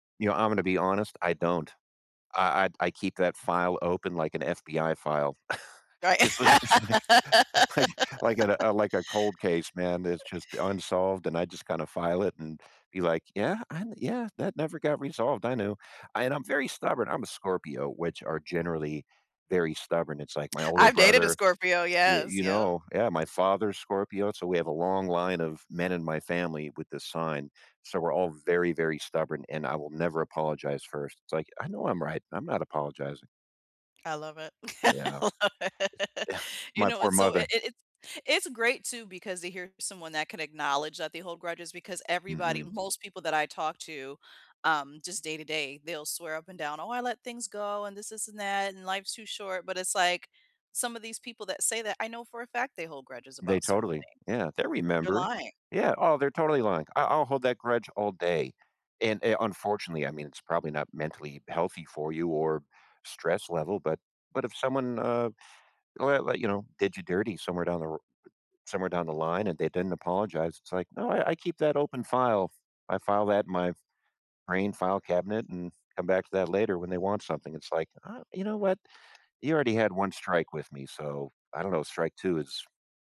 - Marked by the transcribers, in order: chuckle; laughing while speaking: "It's li it's like it's like like at a"; laugh; laughing while speaking: "I love it"; other background noise
- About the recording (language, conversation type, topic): English, unstructured, How do you deal with someone who refuses to apologize?